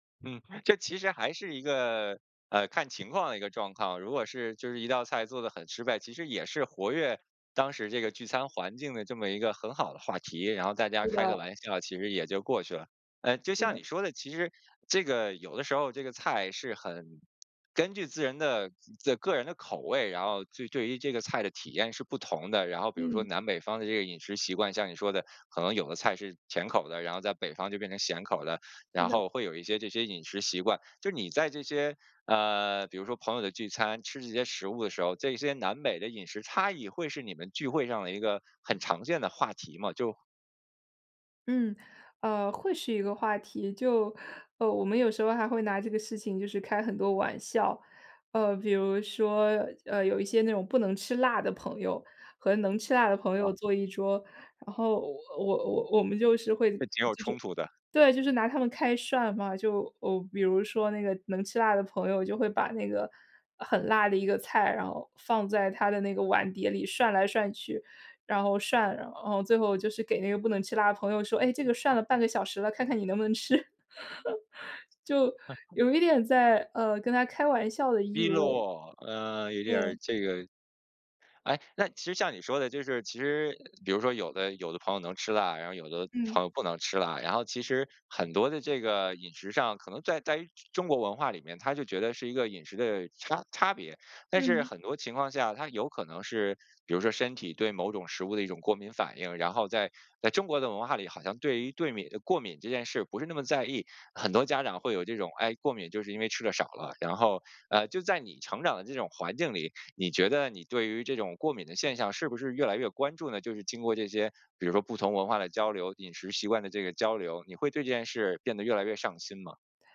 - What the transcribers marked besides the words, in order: "状况" said as "状趟"; chuckle
- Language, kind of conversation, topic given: Chinese, podcast, 你去朋友聚会时最喜欢带哪道菜？